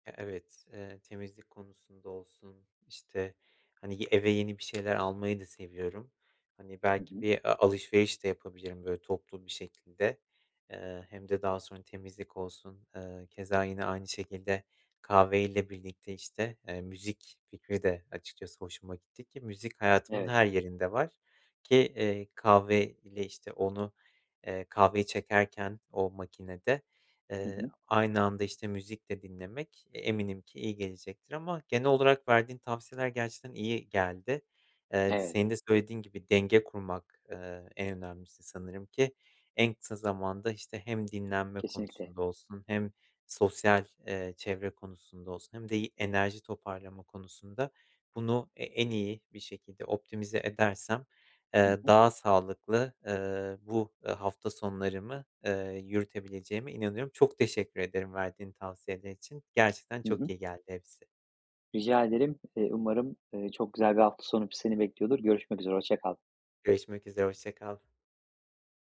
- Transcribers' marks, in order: tapping; other background noise; in English: "optimize"
- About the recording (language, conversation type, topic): Turkish, advice, Hafta sonlarımı dinlenmek ve enerji toplamak için nasıl düzenlemeliyim?